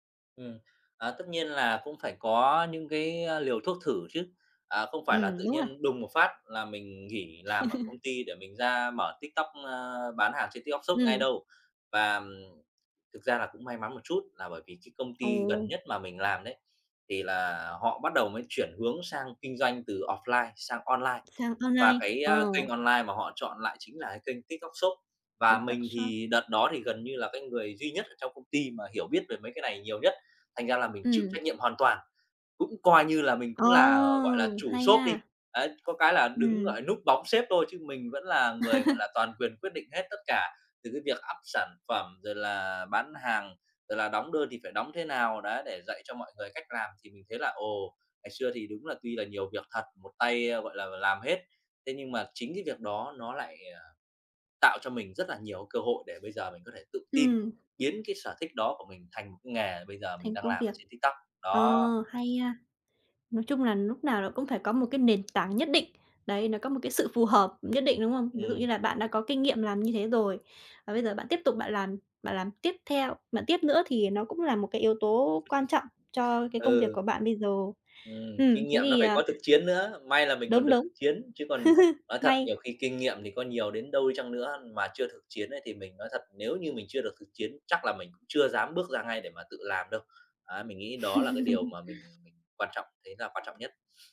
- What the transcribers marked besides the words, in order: laugh; other background noise; tapping; laugh; in English: "up"; other noise; chuckle; laugh
- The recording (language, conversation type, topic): Vietnamese, podcast, Bạn nghĩ sở thích có thể trở thành nghề không?